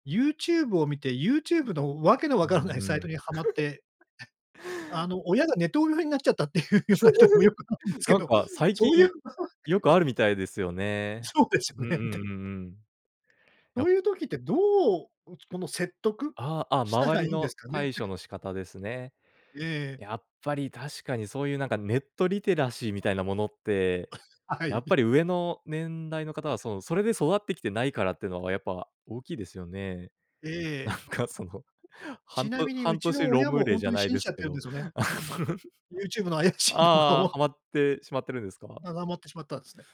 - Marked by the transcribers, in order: laughing while speaking: "わからない"; laugh; laughing while speaking: "なっちゃったっていうような人 … ういう場合って"; laugh; laughing while speaking: "そうですよね。で"; tapping; chuckle; laughing while speaking: "はい"; other background noise; laughing while speaking: "なんかその"; laugh; laughing while speaking: "怪しい動画を"; unintelligible speech
- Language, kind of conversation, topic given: Japanese, podcast, SNSのフェイクニュースには、どう対処すればよいですか？